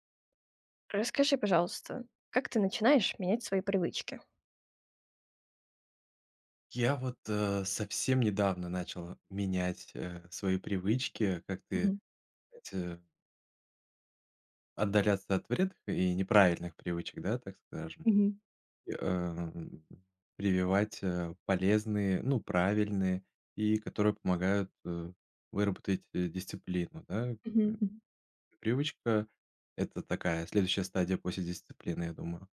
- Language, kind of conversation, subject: Russian, podcast, Как ты начинаешь менять свои привычки?
- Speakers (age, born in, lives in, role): 20-24, Ukraine, Germany, host; 30-34, Russia, Spain, guest
- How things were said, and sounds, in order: none